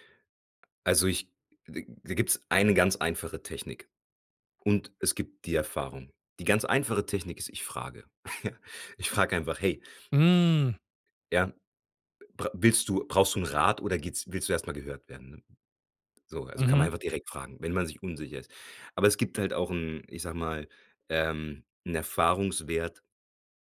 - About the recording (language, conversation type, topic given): German, podcast, Wie zeigst du Empathie, ohne gleich Ratschläge zu geben?
- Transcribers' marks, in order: laughing while speaking: "Ja"